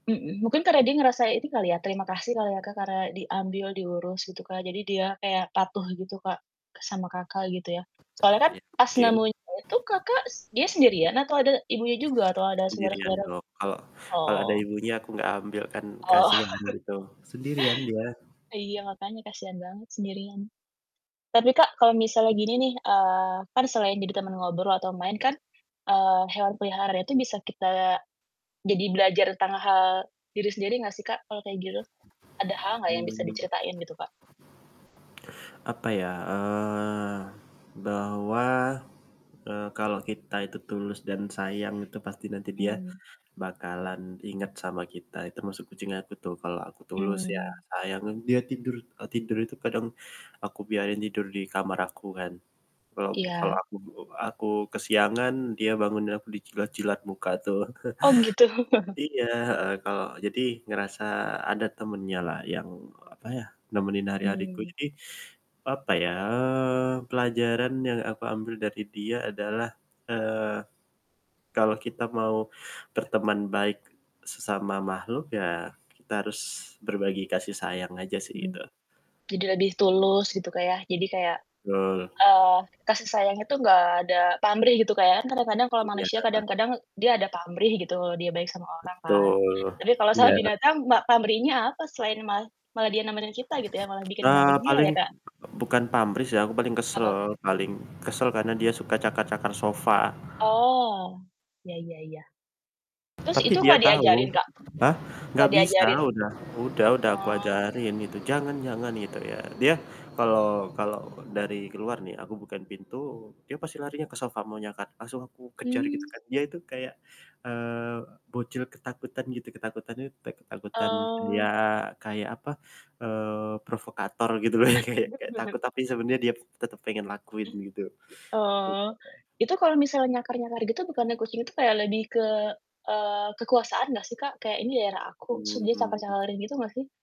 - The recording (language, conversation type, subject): Indonesian, unstructured, Bagaimana hewan peliharaan dapat membantu mengurangi rasa kesepian?
- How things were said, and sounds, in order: static; other background noise; distorted speech; chuckle; drawn out: "Eee"; chuckle; teeth sucking; laughing while speaking: "sama"; teeth sucking; laughing while speaking: "Yang kayak"; chuckle; tapping